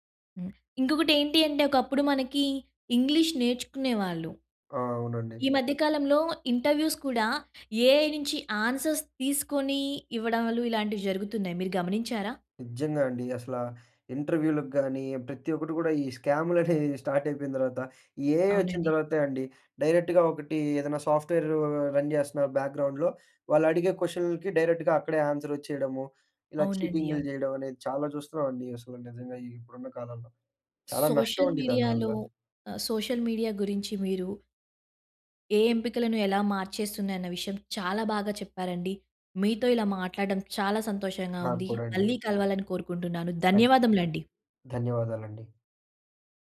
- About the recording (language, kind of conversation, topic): Telugu, podcast, సోషల్ మీడియాలో చూపుబాటలు మీ ఎంపికలను ఎలా మార్చేస్తున్నాయి?
- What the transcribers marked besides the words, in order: in English: "ఇంటర్వ్యూస్"; in English: "ఏఐ"; in English: "ఆన్సర్స్"; in English: "ఇంటర్వ్యూలకి"; laughing while speaking: "ఈ స్క్యామ్‍లు అనేవి"; in English: "స్టార్ట్"; in English: "ఏఐ"; in English: "డైరెక్ట్‌గా"; in English: "రన్"; in English: "బ్యాక్గ్రౌండ్‍లో"; in English: "క్వెషన్‌లకి డైరెక్ట్‌గా"; in English: "ఆన్సర్"; in English: "సోషల్ మీడియాలో"; in English: "సోషల్ మీడియా"